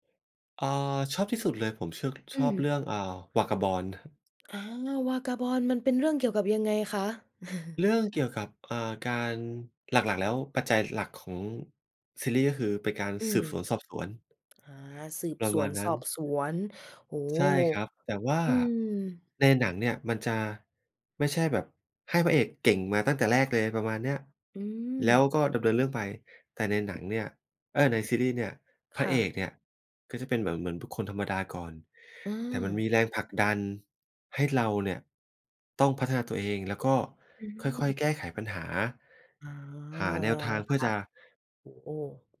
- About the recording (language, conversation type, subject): Thai, podcast, ซีรีส์เรื่องโปรดของคุณคือเรื่องอะไร และทำไมถึงชอบ?
- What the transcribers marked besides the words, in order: tapping; laugh; drawn out: "อ๋อ"